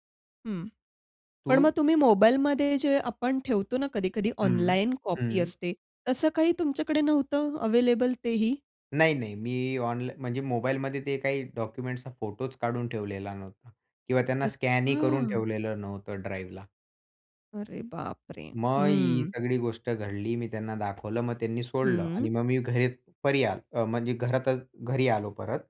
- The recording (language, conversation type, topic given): Marathi, podcast, प्रवासात तुमचं सामान कधी हरवलं आहे का, आणि मग तुम्ही काय केलं?
- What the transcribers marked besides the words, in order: tapping; other noise